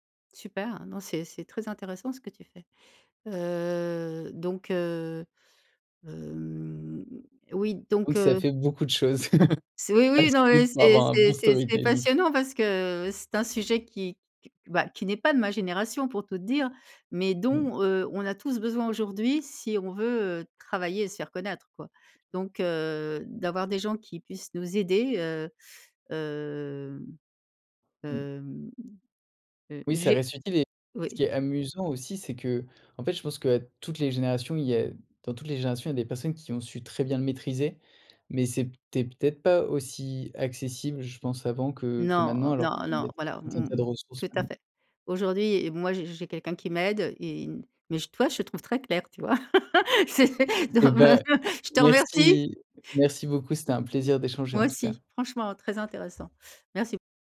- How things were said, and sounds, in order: drawn out: "heu"; drawn out: "hem"; laugh; laughing while speaking: "à suivre pour avoir un bon storytelling"; anticipating: "C oui, oui, non mais … un sujet qui"; in English: "storytelling"; drawn out: "hem, hem"; other background noise; laugh; laughing while speaking: "c'est non mais je te remercie !"; unintelligible speech; door
- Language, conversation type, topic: French, podcast, Qu’est-ce qui, selon toi, fait un bon storytelling sur les réseaux sociaux ?
- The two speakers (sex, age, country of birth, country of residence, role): female, 55-59, France, France, host; male, 30-34, France, France, guest